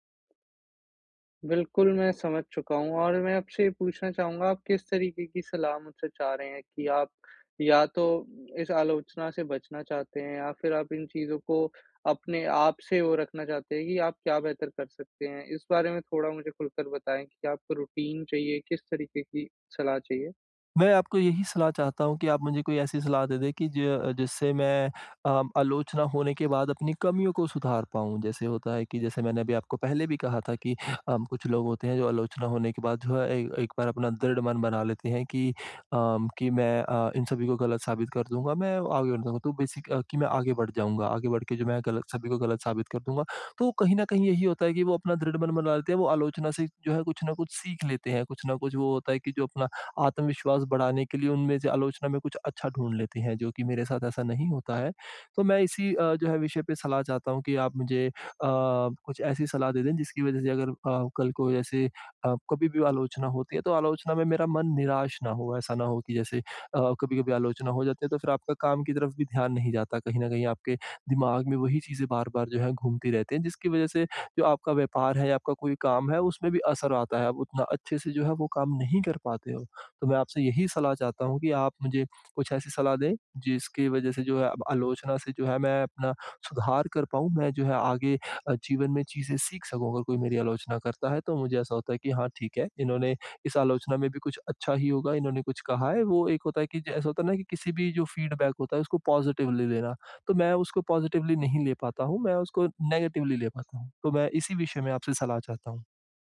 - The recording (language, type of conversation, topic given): Hindi, advice, आलोचना से सीखने और अपनी कमियों में सुधार करने का तरीका क्या है?
- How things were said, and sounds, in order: in English: "रूटीन"; in English: "बेसिक"; in English: "फीडबैक"; in English: "पॉज़िटिव"; in English: "पॉज़िटिवली"; in English: "नेगेटिवली"